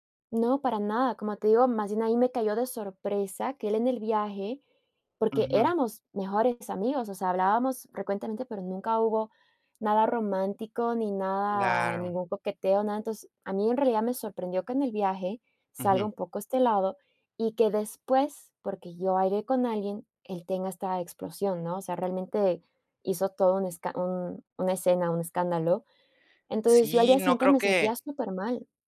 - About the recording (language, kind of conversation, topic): Spanish, podcast, ¿Puedes contarme sobre una conversación memorable que tuviste con alguien del lugar?
- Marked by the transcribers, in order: tapping